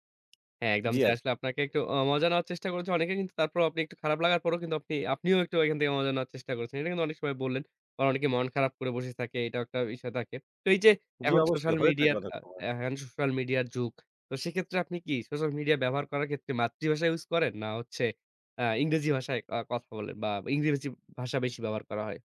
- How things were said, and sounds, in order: tapping
- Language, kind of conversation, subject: Bengali, podcast, তুমি নিজের ভাষা টিকিয়ে রাখতে কী কী পদক্ষেপ নিয়েছো?